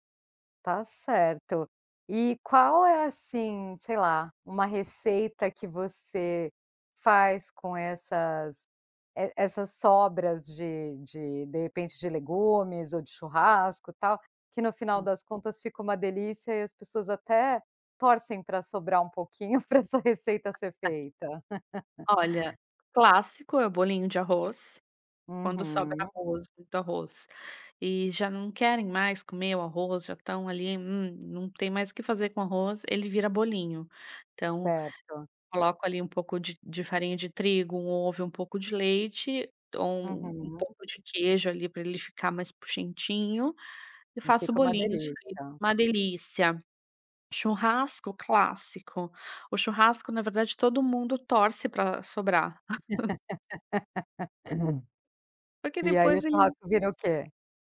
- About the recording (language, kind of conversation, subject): Portuguese, podcast, Como evitar o desperdício na cozinha do dia a dia?
- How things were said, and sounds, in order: laughing while speaking: "pra essa receita"; laugh; laugh; laugh; other background noise; laugh